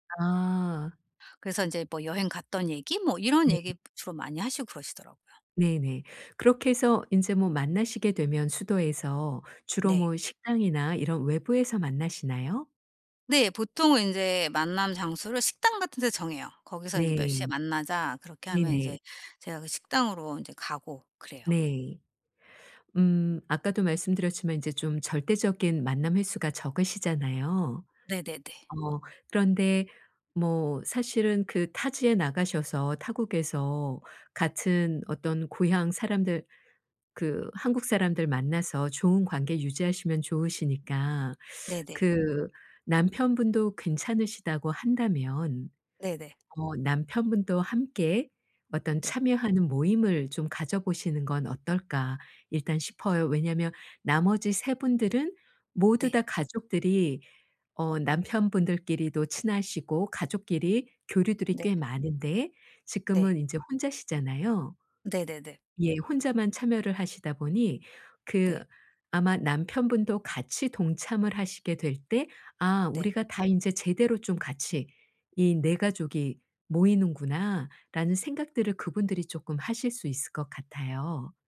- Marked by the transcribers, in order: tapping; other background noise
- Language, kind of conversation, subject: Korean, advice, 친구 모임에서 대화에 어떻게 자연스럽게 참여할 수 있을까요?